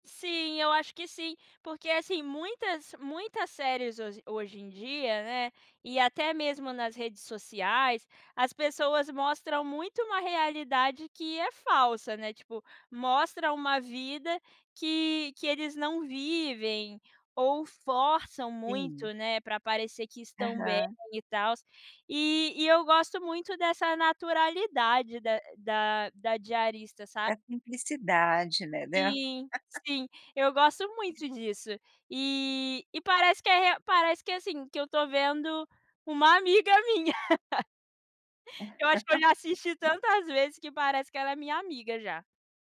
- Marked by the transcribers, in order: laugh; tapping; laugh; laugh
- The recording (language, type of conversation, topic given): Portuguese, podcast, Que série você costuma maratonar quando quer sumir um pouco?